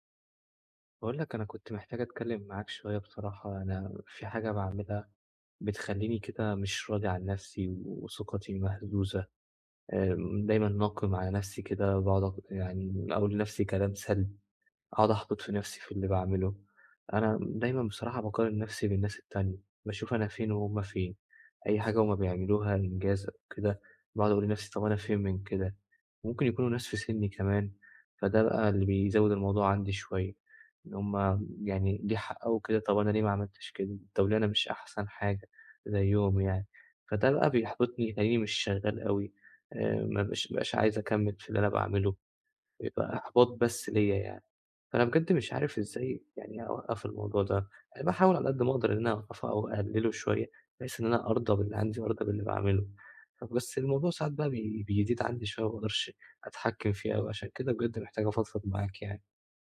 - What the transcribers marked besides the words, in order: none
- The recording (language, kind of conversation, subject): Arabic, advice, ازاي أبطل أقارن نفسي بالناس وأرضى باللي عندي؟